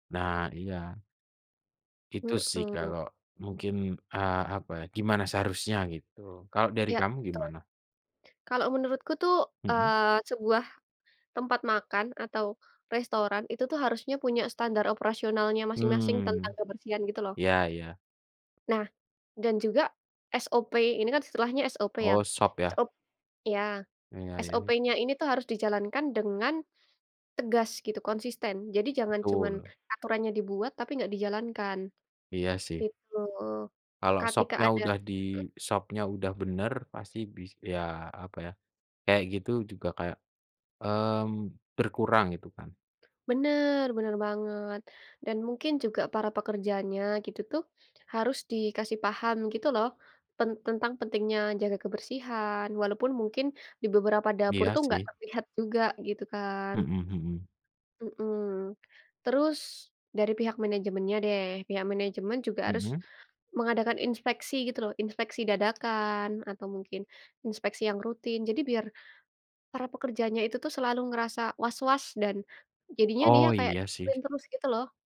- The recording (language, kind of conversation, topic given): Indonesian, unstructured, Kenapa banyak restoran kurang memperhatikan kebersihan dapurnya, menurutmu?
- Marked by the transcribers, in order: tapping